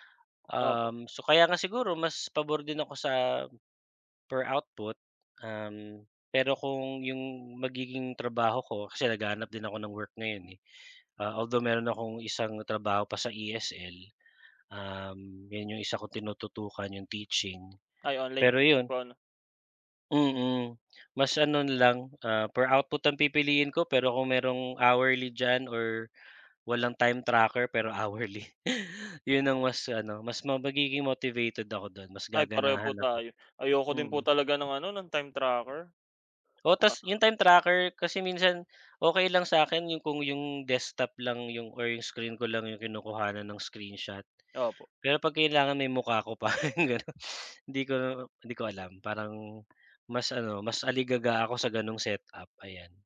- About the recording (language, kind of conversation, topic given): Filipino, unstructured, Ano ang mga bagay na gusto mong baguhin sa iyong trabaho?
- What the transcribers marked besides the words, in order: chuckle; laughing while speaking: "pa, yung gano'n"